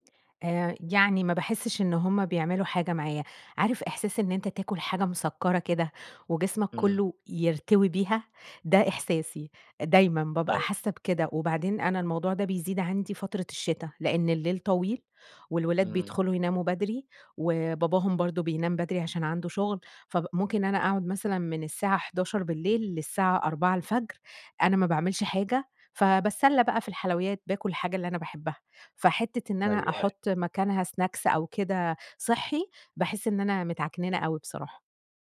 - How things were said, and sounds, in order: in English: "سناكس"
- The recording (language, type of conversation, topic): Arabic, advice, ليه بتحسّي برغبة قوية في الحلويات بالليل وبيكون صعب عليكي تقاوميها؟